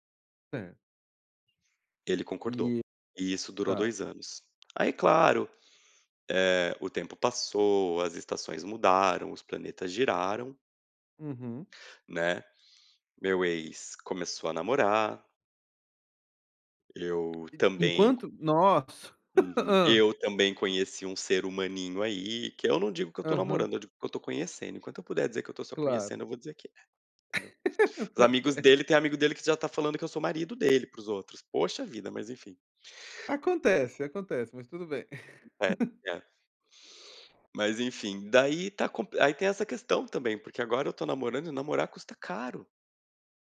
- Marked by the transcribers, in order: tapping; chuckle; laugh; unintelligible speech; laugh
- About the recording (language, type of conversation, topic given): Portuguese, advice, Como você lida com a ansiedade ao abrir faturas e contas no fim do mês?